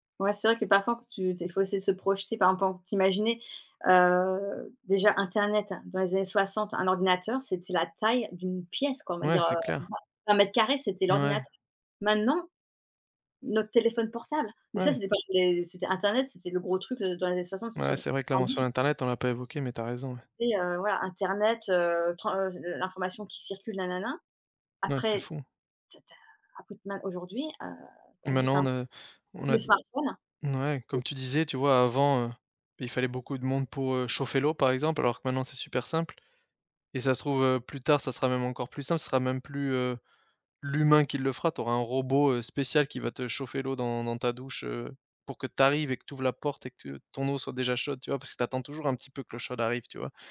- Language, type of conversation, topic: French, unstructured, Quelle invention historique vous semble la plus importante aujourd’hui ?
- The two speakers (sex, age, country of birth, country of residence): female, 40-44, France, Ireland; male, 30-34, France, Romania
- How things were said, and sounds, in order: drawn out: "heu"; stressed: "taille"; stressed: "pièce"; other background noise; stressed: "l'humain"